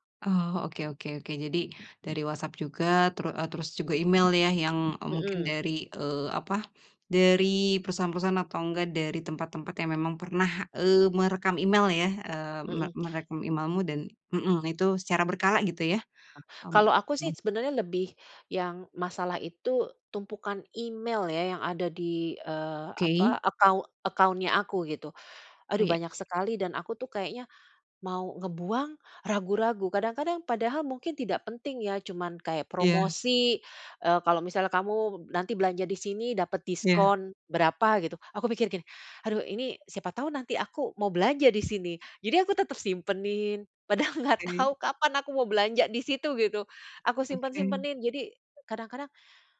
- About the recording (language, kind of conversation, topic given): Indonesian, advice, Bagaimana cara mengurangi tumpukan email dan notifikasi yang berlebihan?
- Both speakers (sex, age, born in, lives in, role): female, 30-34, Indonesia, Indonesia, advisor; female, 50-54, Indonesia, Netherlands, user
- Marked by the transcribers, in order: tapping; in English: "account account-nya"; laughing while speaking: "padahal nggak tahu"